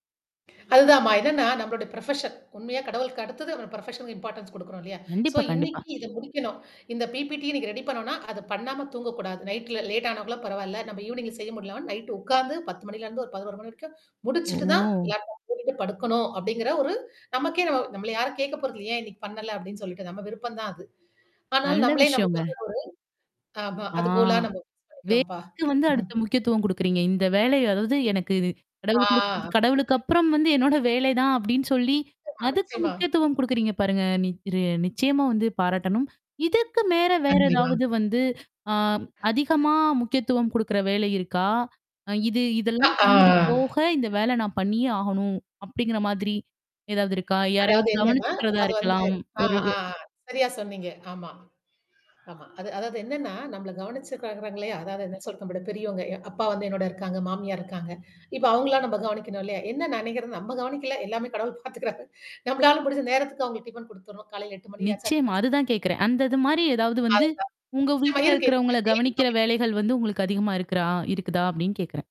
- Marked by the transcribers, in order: in English: "ப்ரொஃபஷன்"; in English: "ப்ரொஃபஷனுக்கு இம்பார்ட்டன்ஸ்"; in English: "சோ"; in English: "பிபிடி"; "ஆனாக்கூட" said as "ஆனாக்குள்ள"; in English: "ஈவ்னிங்ல"; "முடியலனா" said as "முடியலவான்"; drawn out: "ஓ!"; distorted speech; in English: "கோலா"; unintelligible speech; chuckle; other noise; unintelligible speech; "மேல" said as "மேற"; other background noise; static; drawn out: "ஆ"; "கவனிச்சுக்கிறாங்கள்லயா" said as "கவனிச்சுக்காக்குறாங்கல்லயா"; "நம்மளவிட" said as "நம்விட"; "அவுங்களெல்லாம்" said as "அவங்களாம்"; laughing while speaking: "பாத்துக்கிறாரு. நம்மளால முடிஞ்ச நேரத்துக்கு அவுங்களுக்கு"; unintelligible speech
- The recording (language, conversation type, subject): Tamil, podcast, ஒரு நாளை நீங்கள் எப்படி நேரத் தொகுதிகளாக திட்டமிடுவீர்கள்?